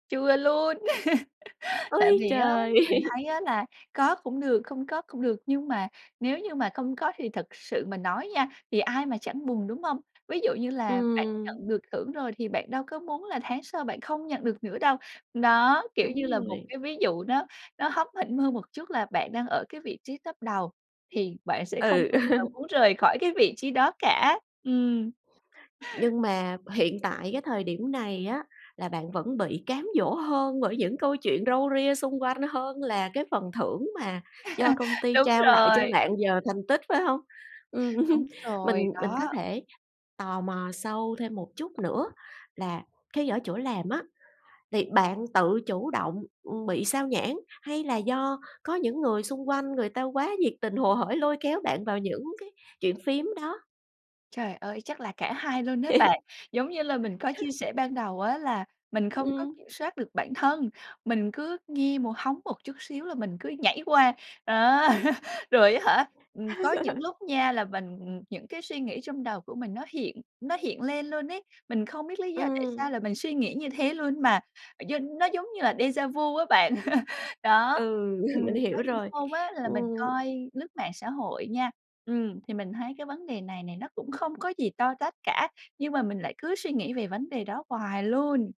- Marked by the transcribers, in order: laugh; chuckle; tapping; laugh; other background noise; chuckle; laughing while speaking: "Ừm"; chuckle; laughing while speaking: "đó. Rồi"; laugh; in French: "đê-gia-vu"; "déjà vu" said as "đê-gia-vu"; laugh; chuckle
- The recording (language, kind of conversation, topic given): Vietnamese, advice, Làm thế nào để bảo vệ thời gian làm việc sâu của bạn khỏi bị gián đoạn?
- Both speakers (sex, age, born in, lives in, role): female, 25-29, Vietnam, Malaysia, user; female, 40-44, Vietnam, Vietnam, advisor